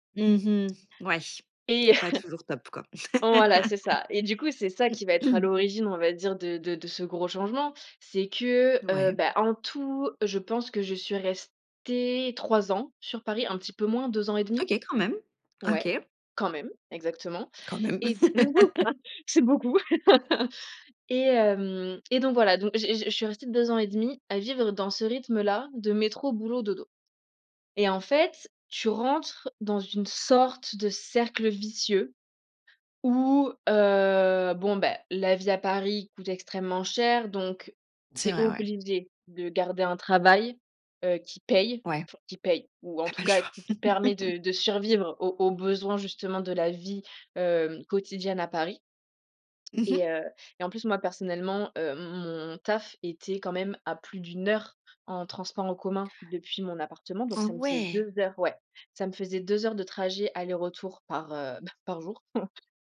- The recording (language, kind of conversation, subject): French, podcast, Quand as-tu pris un risque qui a fini par payer ?
- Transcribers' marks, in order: chuckle; laugh; throat clearing; laugh; chuckle; laughing while speaking: "c'est beaucoup"; laugh; stressed: "heure"; other background noise